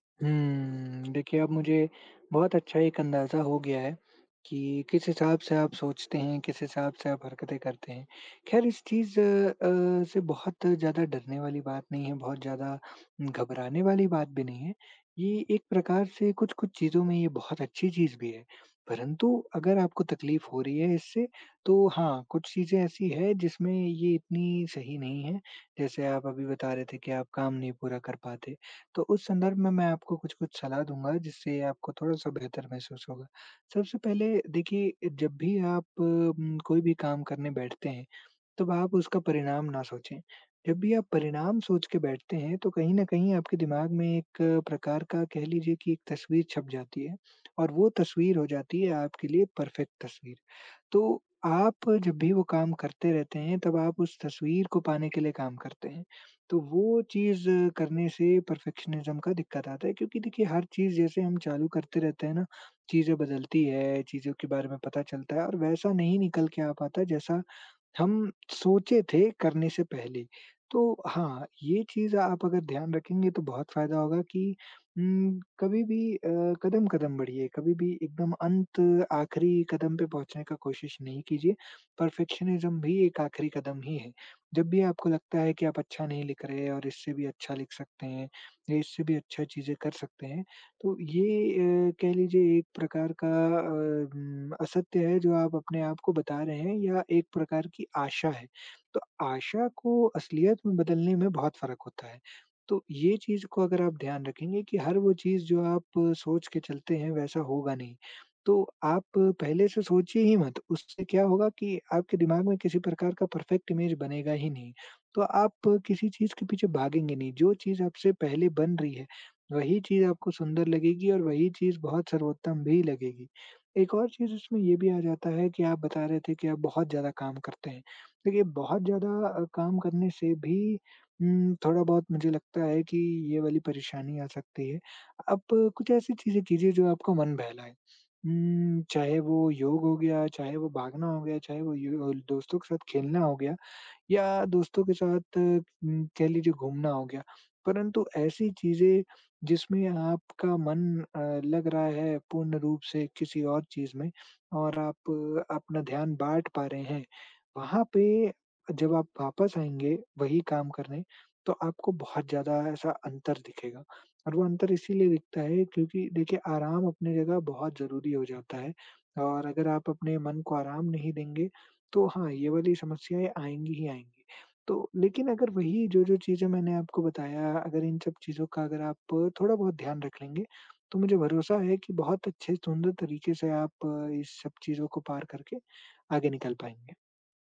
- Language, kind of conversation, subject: Hindi, advice, परफेक्शनिज्म के कारण काम पूरा न होने और खुद पर गुस्सा व शर्म महसूस होने का आप पर क्या असर पड़ता है?
- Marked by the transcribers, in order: in English: "परफेक्ट"; in English: "परफेक्शनिज़्म"; in English: "परफेक्शनिज़्म"; in English: "परफेक्ट इमेज़"